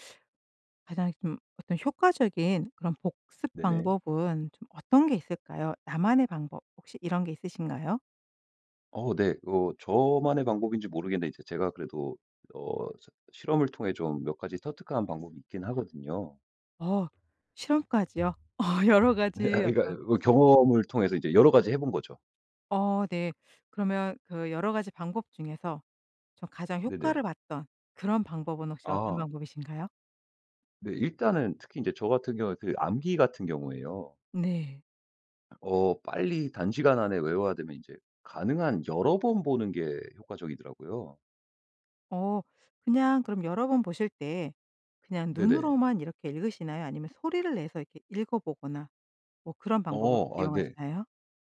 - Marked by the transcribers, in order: tapping; laughing while speaking: "어"; laughing while speaking: "아니 그러니까"
- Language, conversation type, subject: Korean, podcast, 효과적으로 복습하는 방법은 무엇인가요?